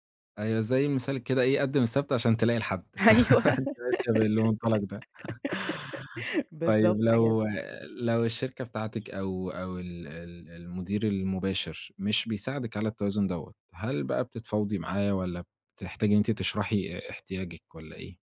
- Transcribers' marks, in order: laugh
- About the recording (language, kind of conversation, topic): Arabic, podcast, إزاي توازن بين الشغل وحياتك الشخصية؟